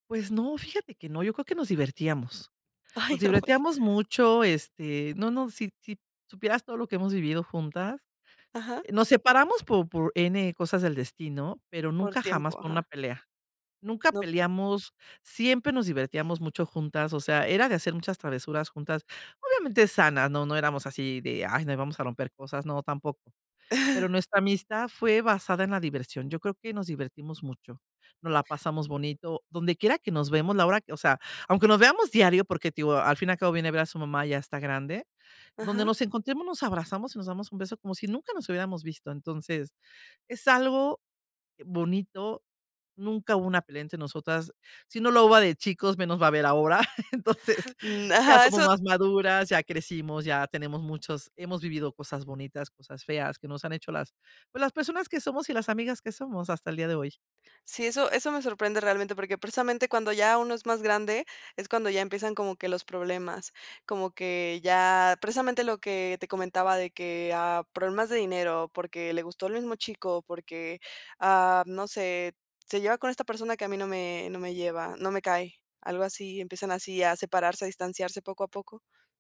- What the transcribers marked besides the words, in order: laugh; other background noise; laugh
- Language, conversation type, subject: Spanish, podcast, ¿Qué consejos tienes para mantener amistades a largo plazo?